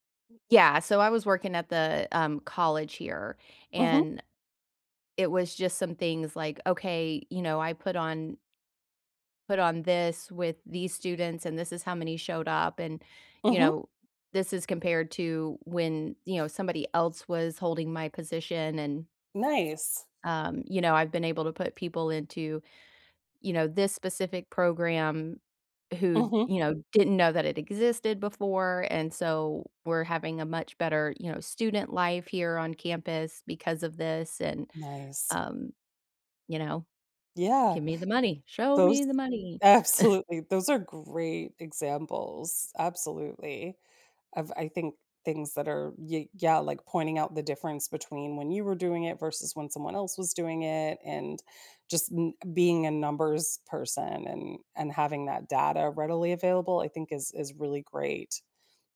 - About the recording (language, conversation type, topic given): English, unstructured, How can I build confidence to ask for what I want?
- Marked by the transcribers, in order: other background noise; chuckle